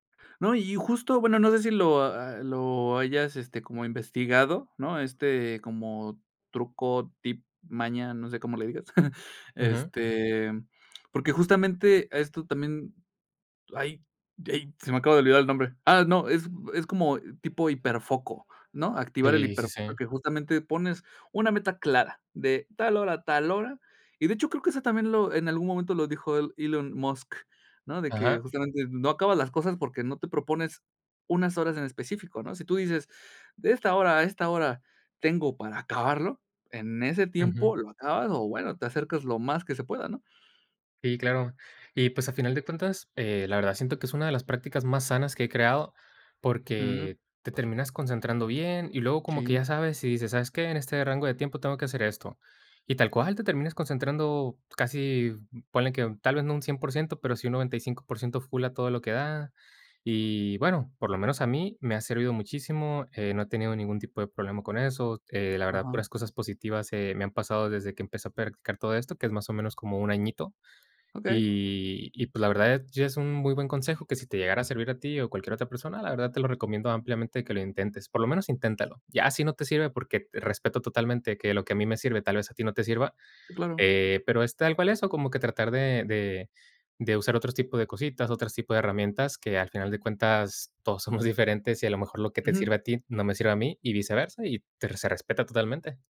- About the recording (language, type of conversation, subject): Spanish, podcast, ¿Cómo gestionas tu tiempo entre el trabajo, el estudio y tu vida personal?
- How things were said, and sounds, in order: chuckle; other noise; laughing while speaking: "diferentes"